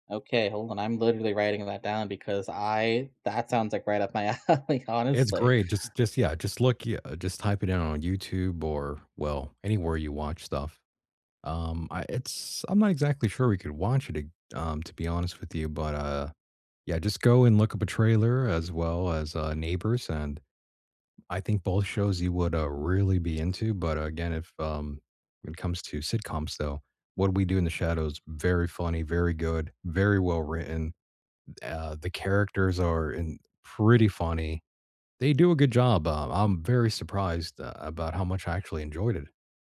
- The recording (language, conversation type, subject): English, unstructured, Which underrated streaming shows or movies do you recommend to everyone, and why?
- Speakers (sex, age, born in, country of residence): male, 30-34, United States, United States; male, 40-44, United States, United States
- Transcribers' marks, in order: laughing while speaking: "alley"